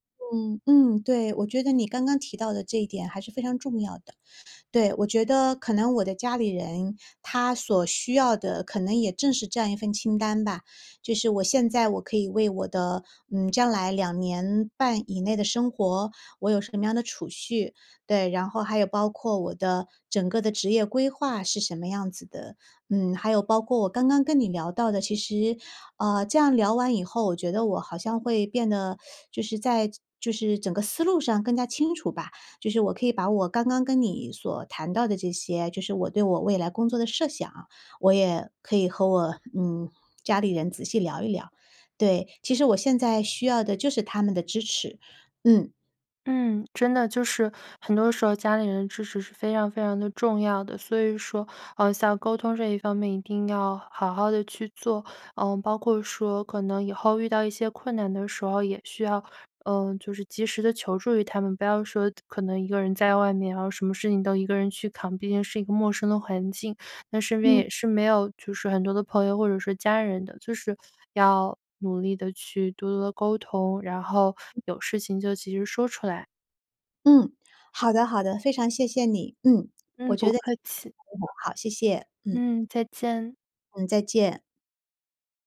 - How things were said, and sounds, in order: teeth sucking; unintelligible speech
- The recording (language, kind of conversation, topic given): Chinese, advice, 我该选择回学校继续深造，还是继续工作？
- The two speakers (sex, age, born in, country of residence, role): female, 25-29, China, United States, advisor; female, 40-44, China, United States, user